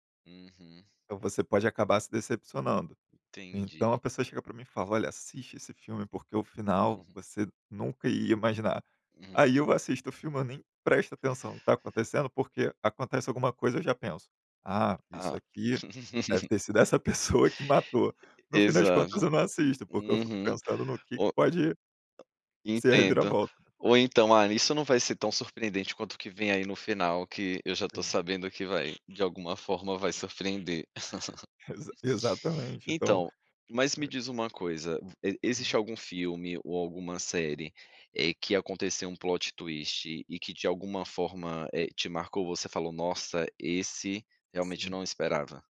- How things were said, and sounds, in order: chuckle; tapping; other background noise; giggle; other noise; giggle; in English: "plot twist"
- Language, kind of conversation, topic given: Portuguese, podcast, Como uma reviravolta bem construída na trama funciona para você?